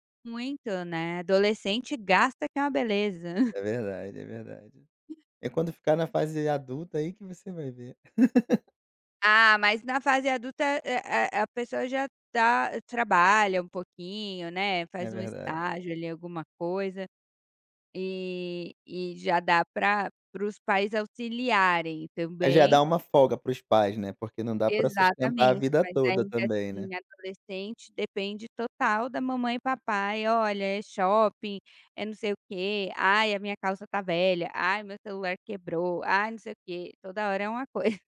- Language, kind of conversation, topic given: Portuguese, advice, Como posso lidar com a ansiedade de voltar ao trabalho após um afastamento?
- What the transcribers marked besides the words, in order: chuckle; other background noise; laugh; chuckle